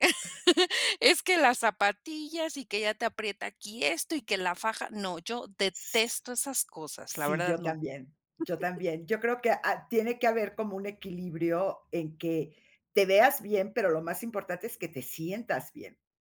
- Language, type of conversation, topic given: Spanish, podcast, ¿Qué ropa te hace sentir más como tú?
- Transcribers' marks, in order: chuckle; chuckle